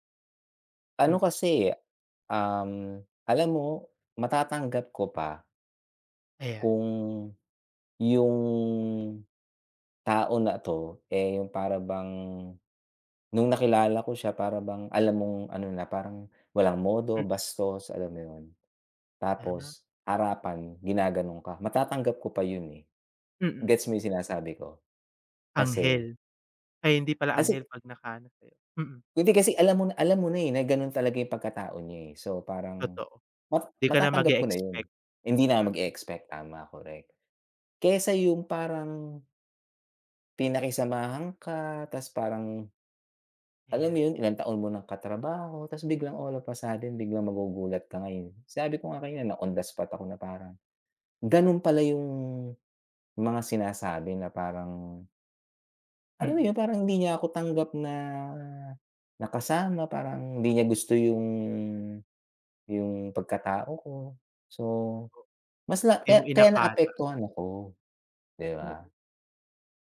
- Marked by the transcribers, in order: other background noise
- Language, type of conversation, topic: Filipino, unstructured, Paano mo hinaharap ang mga taong hindi tumatanggap sa iyong pagkatao?